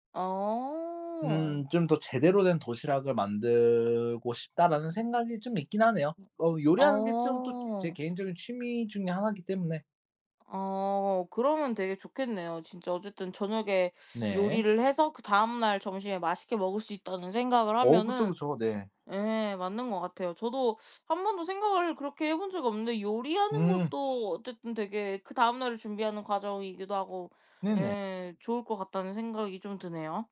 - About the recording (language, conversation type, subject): Korean, unstructured, 일과 삶의 균형을 어떻게 유지하시나요?
- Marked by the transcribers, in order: drawn out: "어"; other background noise; background speech